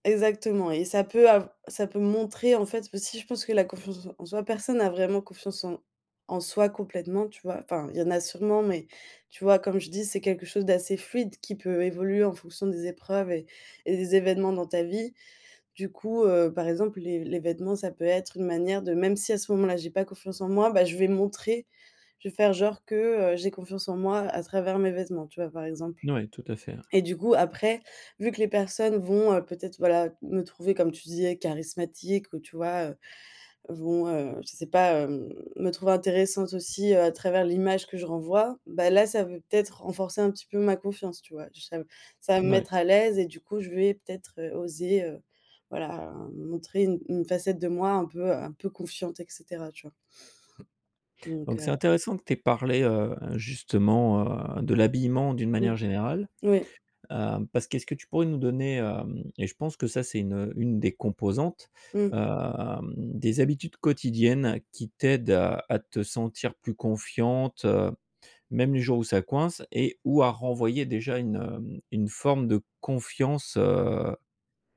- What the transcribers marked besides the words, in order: tapping; other background noise; drawn out: "heu"; drawn out: "heu"
- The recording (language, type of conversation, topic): French, podcast, Comment construis-tu ta confiance en toi au quotidien ?